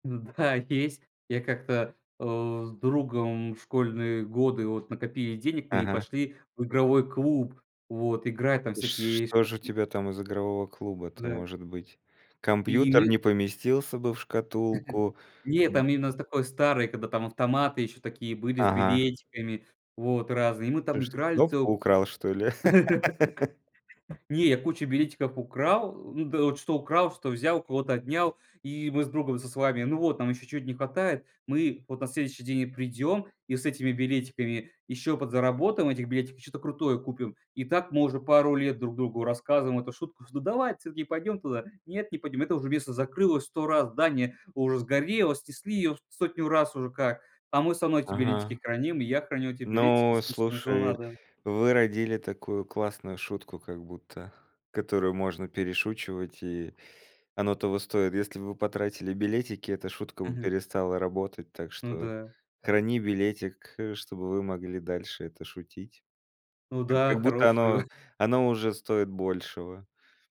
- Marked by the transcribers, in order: laughing while speaking: "Да, есть"; other background noise; chuckle; other noise; laugh; unintelligible speech; chuckle
- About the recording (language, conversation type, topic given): Russian, podcast, Какую историю хранит твоя любимая вещь?
- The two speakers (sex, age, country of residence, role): male, 20-24, Estonia, guest; male, 35-39, Estonia, host